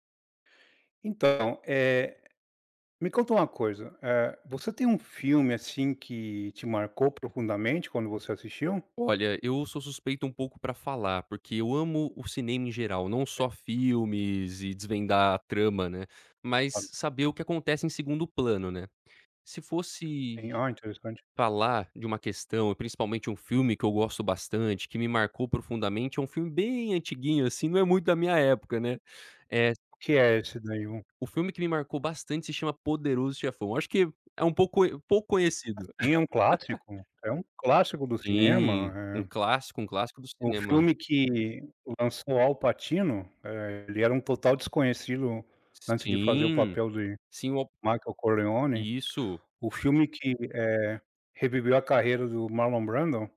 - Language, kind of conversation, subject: Portuguese, podcast, Você pode me contar sobre um filme que te marcou profundamente?
- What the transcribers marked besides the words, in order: tapping; giggle